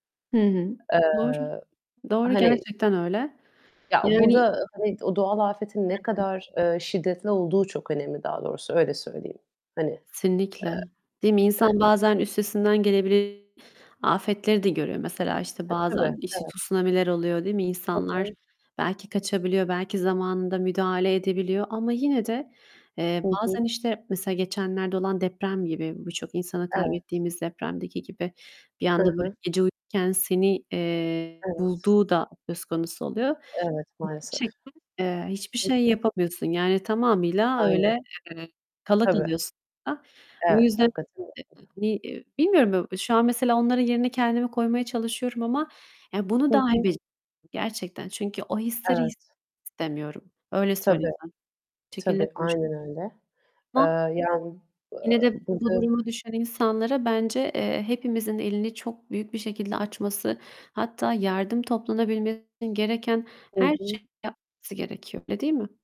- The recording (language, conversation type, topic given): Turkish, unstructured, Doğal afetlerden zarar gören insanlarla ilgili haberleri duyduğunda ne hissediyorsun?
- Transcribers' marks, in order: static; distorted speech; tapping; other background noise; unintelligible speech; unintelligible speech; unintelligible speech; unintelligible speech